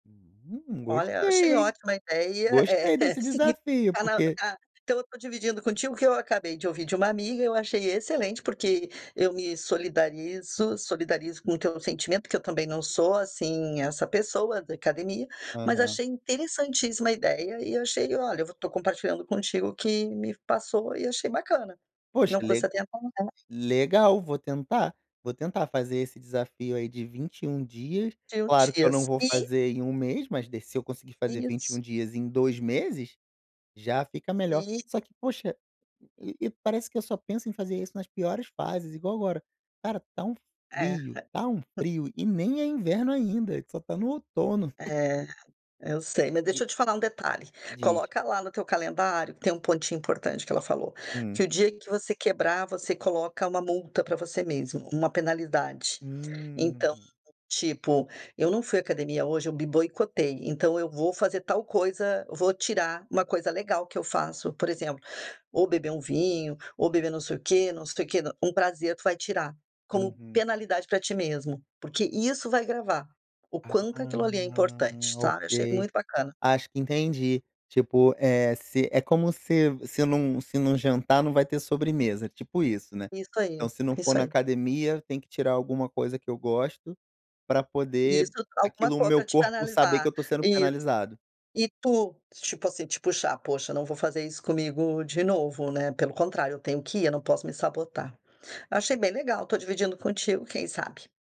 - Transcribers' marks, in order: laugh; other background noise; laugh; chuckle; other noise
- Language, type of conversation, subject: Portuguese, advice, Como você tem se sentido em relação aos seus treinos e ao prazer nas atividades físicas?